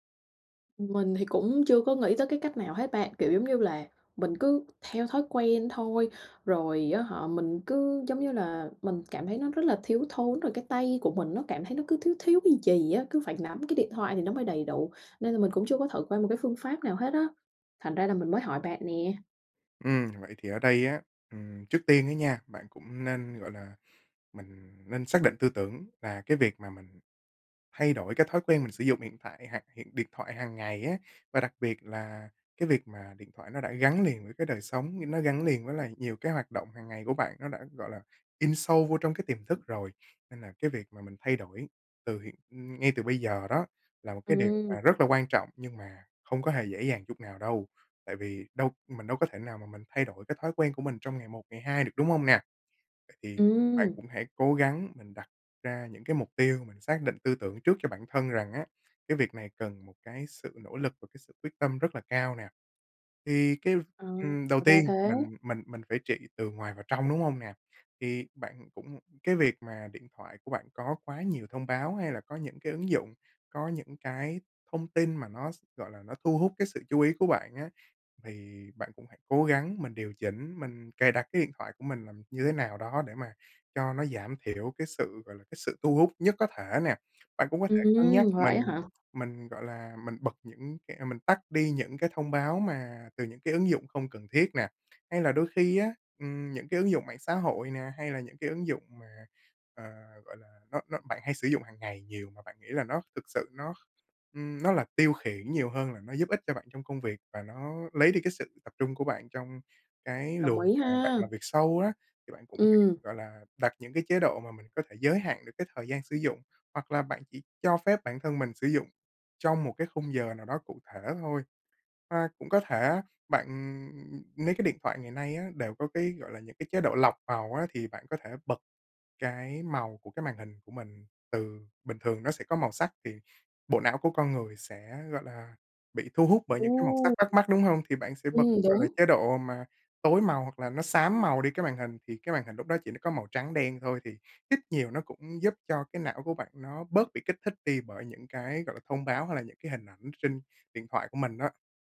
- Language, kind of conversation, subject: Vietnamese, advice, Làm sao tôi có thể tập trung sâu khi bị phiền nhiễu kỹ thuật số?
- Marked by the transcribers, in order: other background noise; tapping